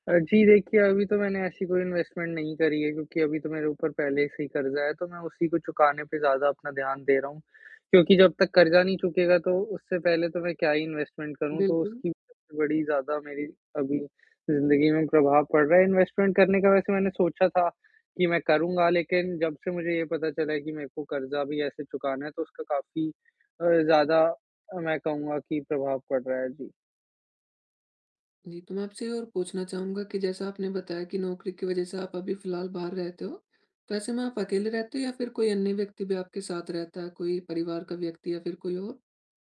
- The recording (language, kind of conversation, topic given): Hindi, advice, मैं अपने दैनिक खर्चों पर नियंत्रण करके कर्ज जल्दी चुकाना कैसे शुरू करूं?
- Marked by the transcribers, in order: static; in English: "इन्वेस्टमेंट"; in English: "इन्वेस्टमेंट"; distorted speech; in English: "इन्वेस्टमेंट"